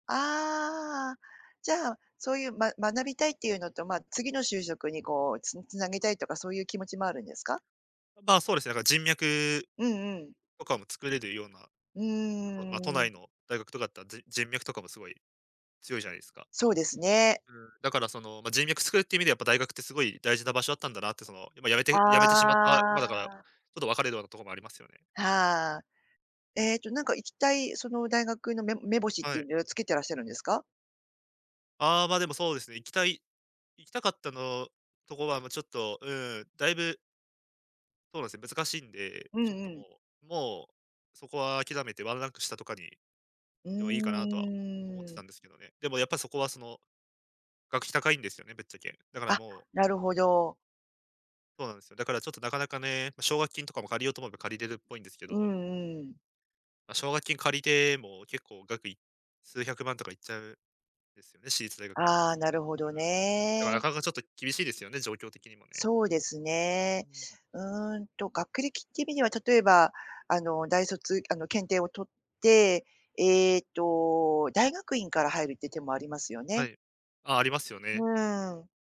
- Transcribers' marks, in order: drawn out: "うーん"
- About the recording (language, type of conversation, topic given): Japanese, advice, 学校に戻って学び直すべきか、どう判断すればよいですか？